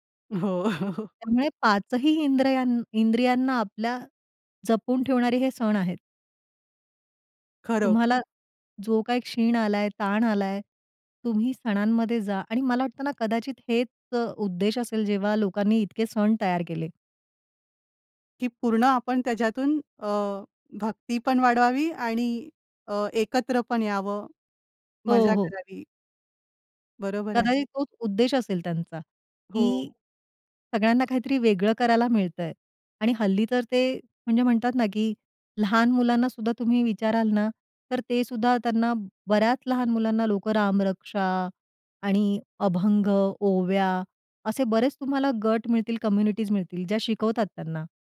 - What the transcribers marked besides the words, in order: chuckle; tapping; other noise; in English: "कम्युनिटीज"
- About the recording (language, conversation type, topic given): Marathi, podcast, सण-उत्सवांमुळे तुमच्या घरात कोणते संगीत परंपरेने टिकून राहिले आहे?